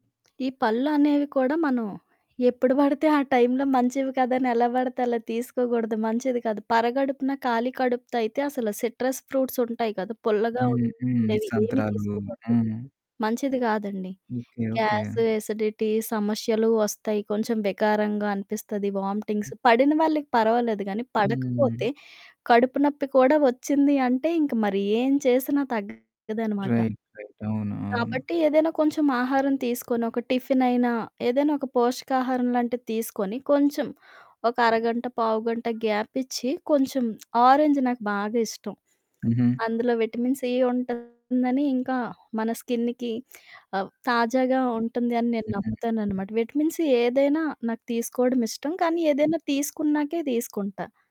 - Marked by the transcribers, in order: other background noise; laughing while speaking: "బడితే ఆ టైంలో"; in English: "సిట్రస్"; distorted speech; in English: "ఎసిడిటీ"; in English: "వామ్టింగ్స్"; in English: "రైట్. రైట్"; in English: "ఆరెంజ్"; in English: "విటమిన్ సి"; in English: "స్కిన్న్‌కి"; in English: "విటమిన్ సి"
- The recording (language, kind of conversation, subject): Telugu, podcast, మీ రోజువారీ ఆహారంలో పండ్లు, కూరగాయలను ఎలా చేర్చుకుంటారు?